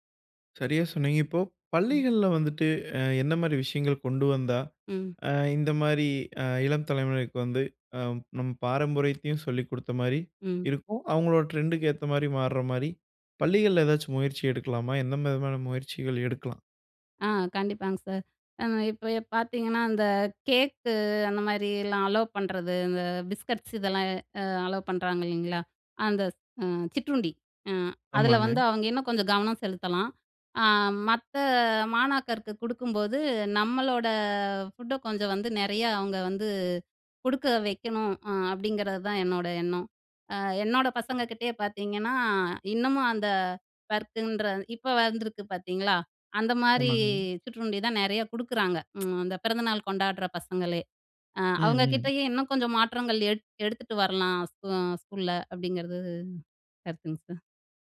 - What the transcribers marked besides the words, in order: in English: "ட்ரெண்ட்க்கு"; in English: "கேக்கு"; in English: "அலோவ்"; in English: "பிஸ்கட்ஸ்"; in English: "அலோவ்"; drawn out: "நம்பளோட"; in English: "ஃபுட்ட"; in English: "பர்க்குன்ற"; other background noise; tsk
- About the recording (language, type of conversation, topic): Tamil, podcast, பாரம்பரியத்தை காப்பாற்றி புதியதை ஏற்கும் சமநிலையை எப்படிச் சீராகப் பேணலாம்?